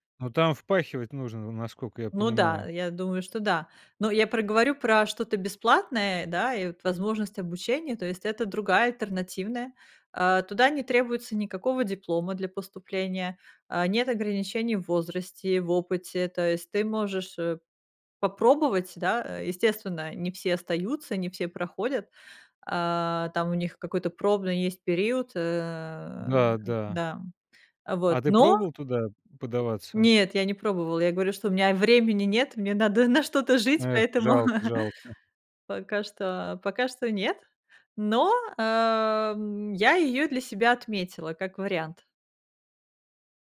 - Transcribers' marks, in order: other background noise; tapping; chuckle
- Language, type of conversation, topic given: Russian, podcast, Где искать бесплатные возможности для обучения?